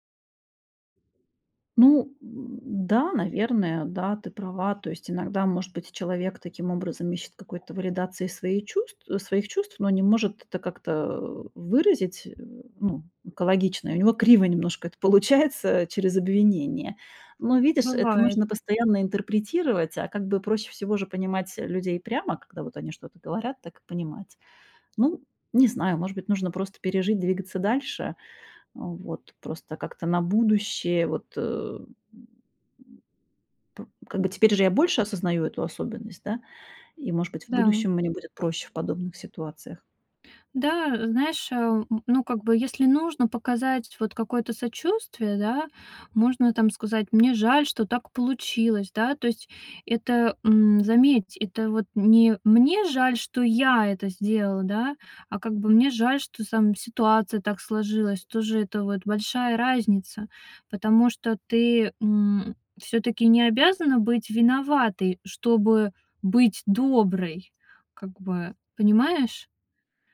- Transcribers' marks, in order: other background noise; tapping; laughing while speaking: "получается"
- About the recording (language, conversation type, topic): Russian, advice, Почему я всегда извиняюсь, даже когда не виноват(а)?